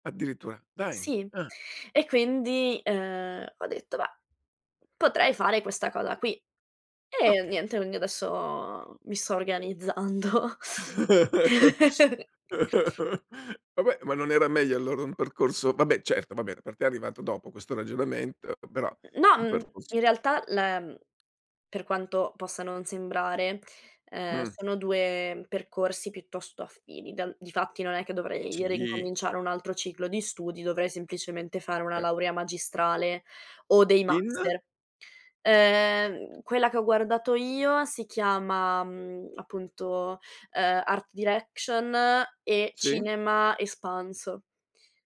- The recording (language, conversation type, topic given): Italian, podcast, Come puoi trasformare un rimpianto in un’azione positiva già oggi?
- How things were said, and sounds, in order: laugh; laughing while speaking: "organizzando"; chuckle; tapping